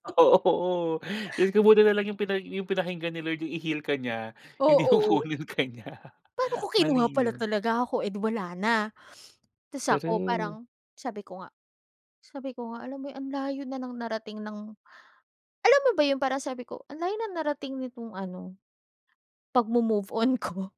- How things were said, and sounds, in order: laughing while speaking: "Oo"; laughing while speaking: "kunin ka niya"
- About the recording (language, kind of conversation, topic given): Filipino, podcast, Paano ka nagbago matapos maranasan ang isang malaking pagkabigo?